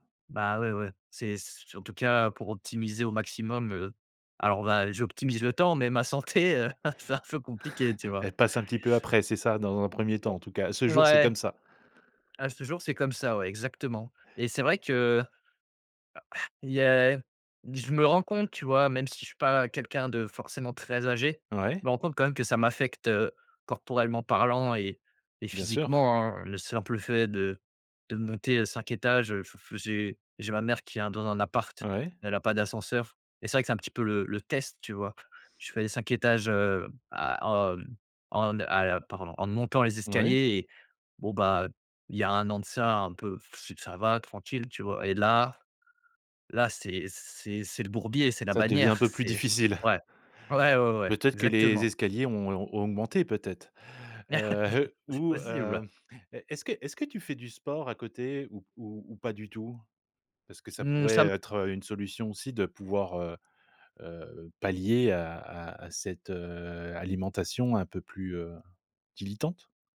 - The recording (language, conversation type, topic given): French, advice, Comment gérez-vous les moments où vous perdez le contrôle de votre alimentation en période de stress ou d’ennui ?
- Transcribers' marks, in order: laughing while speaking: "heu, ah c'est un peu compliqué"; chuckle; other background noise; unintelligible speech; "monter" said as "meuter"; chuckle; laugh; laughing while speaking: "C'est possible"; chuckle; "dilettante" said as "dilitante"